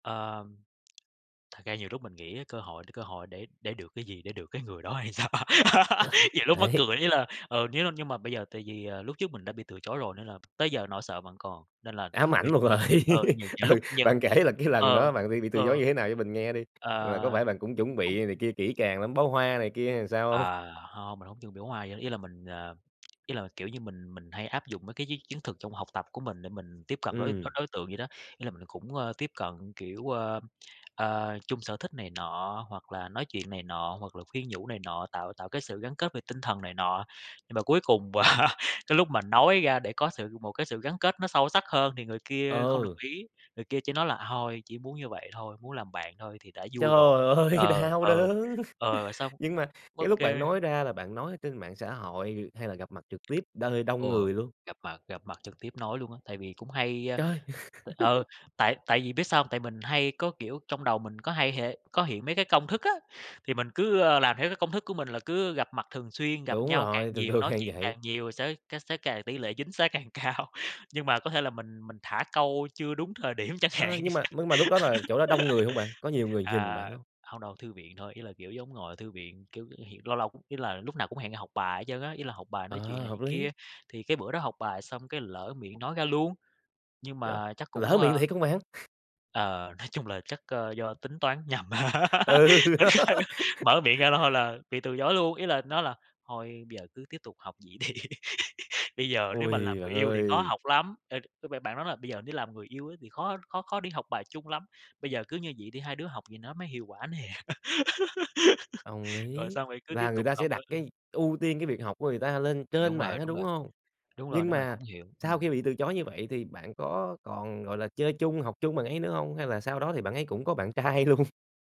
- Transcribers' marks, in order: tapping; other background noise; laughing while speaking: "đấy"; laughing while speaking: "sao?"; laugh; laughing while speaking: "rồi. Ừ, bạn kể là"; laugh; laugh; laughing while speaking: "ơi, đau đớn!"; laugh; "nơi" said as "đơi"; laugh; laughing while speaking: "thường"; laughing while speaking: "càng cao"; laughing while speaking: "hạn"; laugh; laugh; laughing while speaking: "nói"; laugh; laughing while speaking: "Ô kê"; laughing while speaking: "Ừ, đó"; laugh; laughing while speaking: "đi"; laugh; laugh; laughing while speaking: "trai luôn?"
- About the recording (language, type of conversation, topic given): Vietnamese, podcast, Bạn vượt qua nỗi sợ bị từ chối như thế nào?